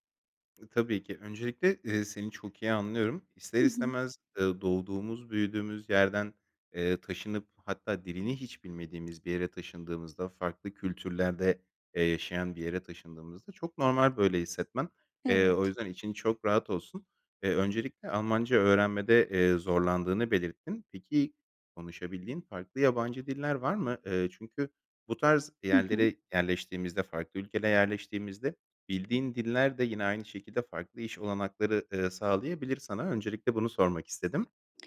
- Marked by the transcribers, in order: other background noise; tapping; "ülkelere" said as "ülkele"
- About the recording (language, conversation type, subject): Turkish, advice, Yeni işe başlarken yeni rutinlere nasıl uyum sağlayabilirim?